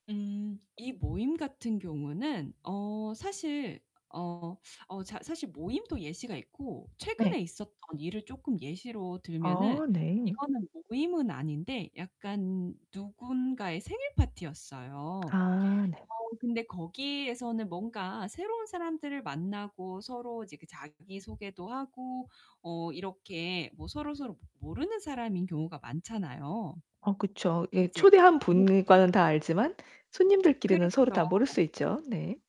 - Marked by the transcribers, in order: tapping; distorted speech; other background noise
- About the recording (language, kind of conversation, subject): Korean, advice, 자기표현과 적응 사이에서 균형을 어떻게 찾을 수 있나요?